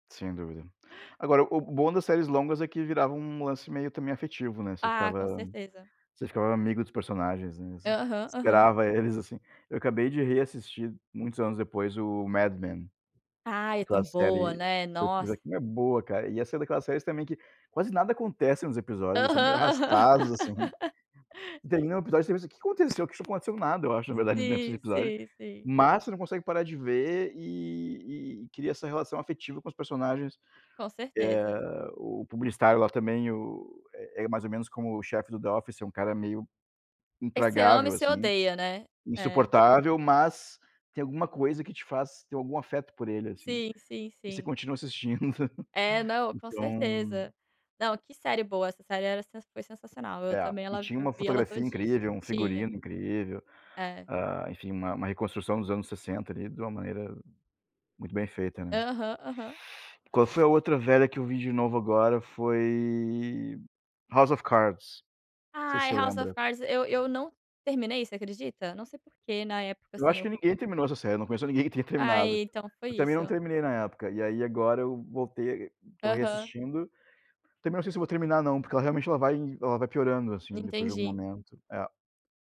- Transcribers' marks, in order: tapping; unintelligible speech; laugh; laughing while speaking: "assistindo"
- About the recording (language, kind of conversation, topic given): Portuguese, unstructured, O que faz com que algumas séries de TV se destaquem para você?